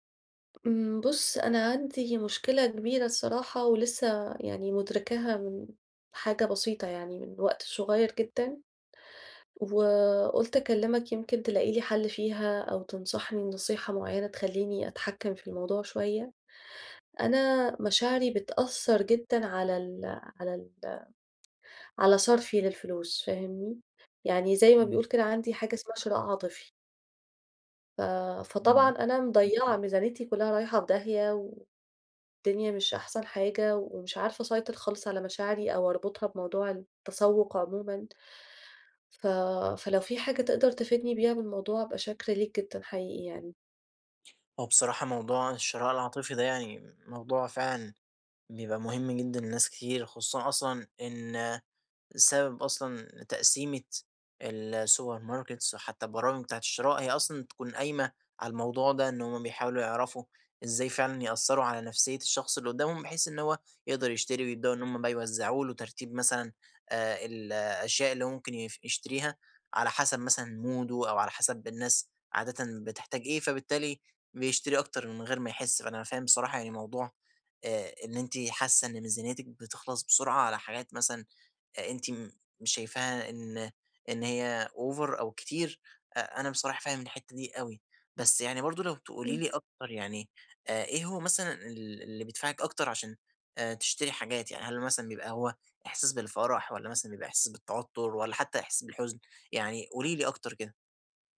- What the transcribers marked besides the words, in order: other background noise; in English: "السوبر ماركتس"; in English: "موده"; in English: "over"
- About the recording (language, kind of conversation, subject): Arabic, advice, إزاي مشاعري بتأثر على قراراتي المالية؟